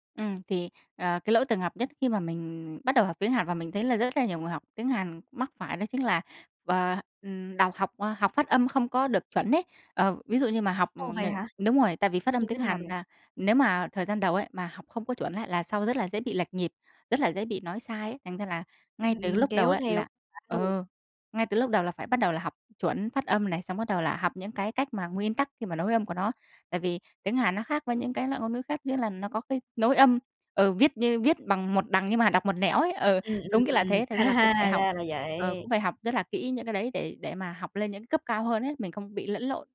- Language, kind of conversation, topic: Vietnamese, podcast, Bạn có lời khuyên nào để người mới bắt đầu tự học hiệu quả không?
- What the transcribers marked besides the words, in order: tapping; unintelligible speech; laughing while speaking: "À"